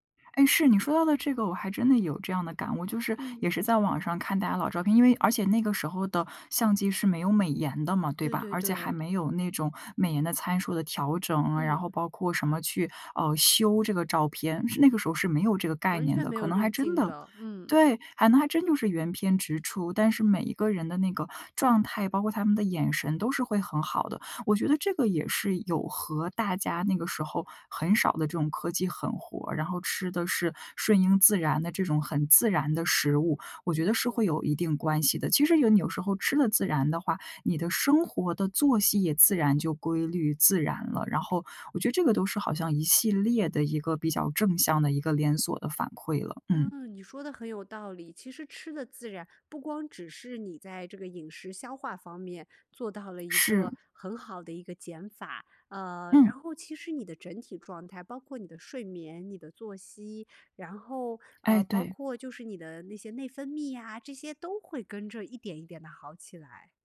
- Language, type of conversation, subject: Chinese, podcast, 简单的饮食和自然生活之间有什么联系？
- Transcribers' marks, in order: none